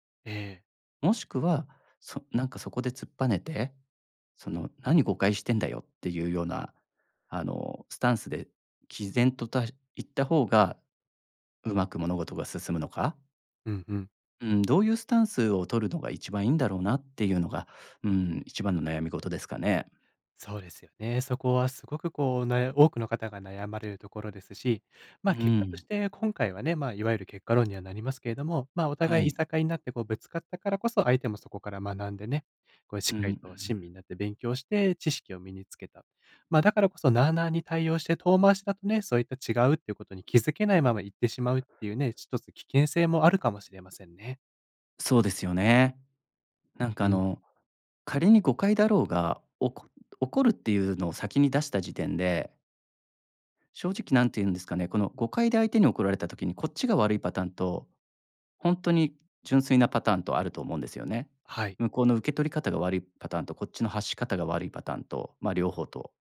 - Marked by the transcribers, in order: none
- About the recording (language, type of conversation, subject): Japanese, advice, 誤解で相手に怒られたとき、どう説明して和解すればよいですか？